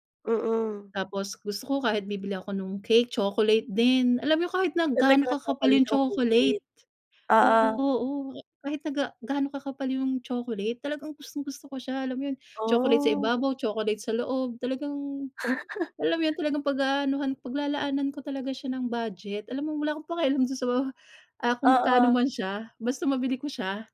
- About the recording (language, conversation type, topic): Filipino, podcast, Ano ang paborito mong pagkaing pampagaan ng pakiramdam, at bakit?
- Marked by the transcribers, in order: drawn out: "Oh"; chuckle; laughing while speaking: "pakialam dun"